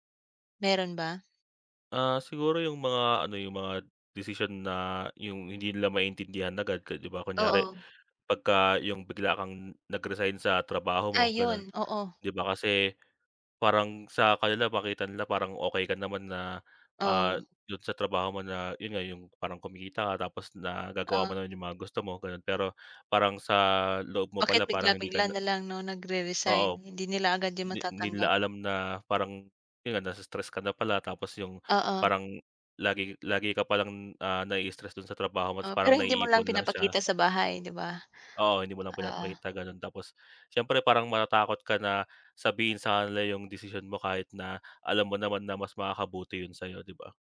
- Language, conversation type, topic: Filipino, unstructured, Paano mo haharapin ang takot na hindi tanggapin ng pamilya ang tunay mong sarili?
- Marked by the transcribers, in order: other background noise